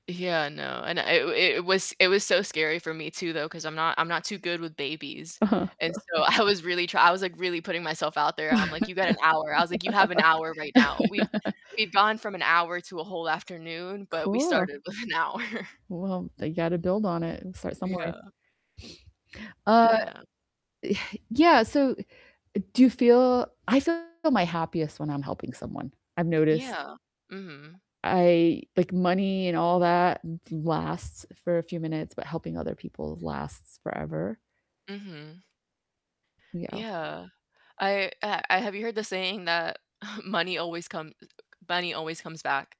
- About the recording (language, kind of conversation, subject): English, unstructured, When have you felt happiest while helping someone else?
- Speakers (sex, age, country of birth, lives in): female, 20-24, Dominican Republic, United States; female, 50-54, United States, United States
- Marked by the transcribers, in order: static; distorted speech; laughing while speaking: "I"; chuckle; other background noise; laugh; laughing while speaking: "with an hour"; laughing while speaking: "that"; chuckle